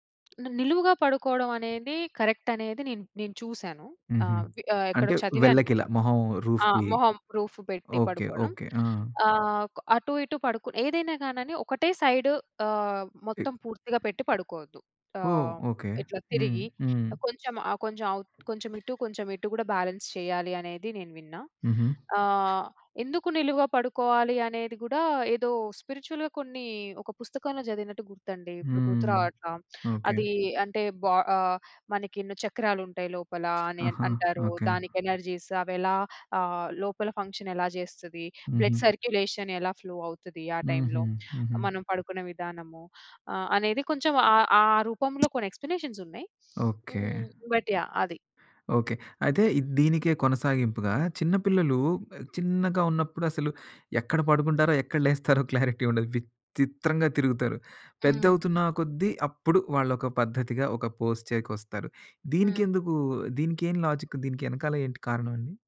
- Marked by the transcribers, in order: tapping; in English: "రూఫ్"; in English: "రూఫ్‌కి"; in English: "సైడ్"; other background noise; in English: "బ్యాలెన్స్"; in English: "స్పిరిచువల్‌గా"; in English: "ఎనర్జీస్"; in English: "బ్లడ్ సర్క్యులేషన్"; in English: "ఫ్లో"; in English: "ఎక్స్‌ప్లేనే‌షన్స్"; sniff; in English: "బట్"; in English: "క్లారిటీ"; in English: "పోష్‌చే"; in English: "లాజిక్"
- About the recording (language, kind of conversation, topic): Telugu, podcast, నిద్రను మెరుగుపరచుకోవడానికి మీరు పాటించే అలవాట్లు ఏవి?